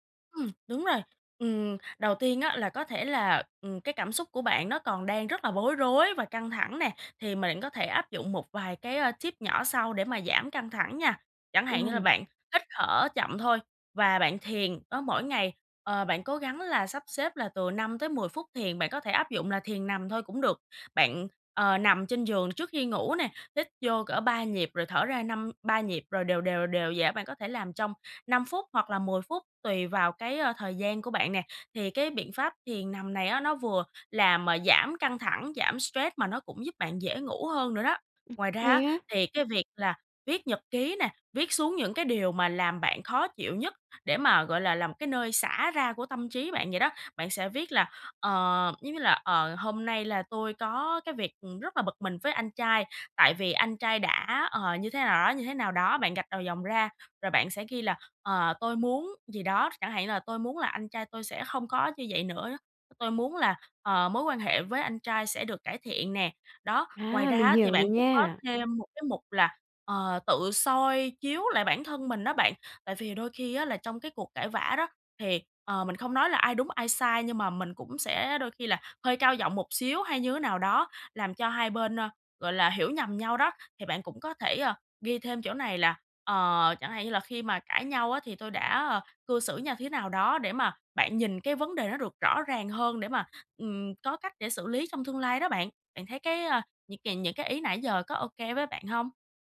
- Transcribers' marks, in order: other background noise; tapping
- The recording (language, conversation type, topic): Vietnamese, advice, Làm thế nào để giảm áp lực và lo lắng sau khi cãi vã với người thân?